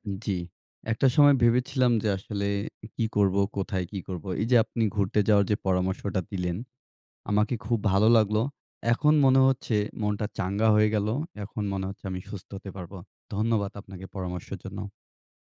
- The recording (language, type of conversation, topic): Bengali, advice, অসুস্থতার পর শরীর ঠিকমতো বিশ্রাম নিয়ে সেরে উঠছে না কেন?
- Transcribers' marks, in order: none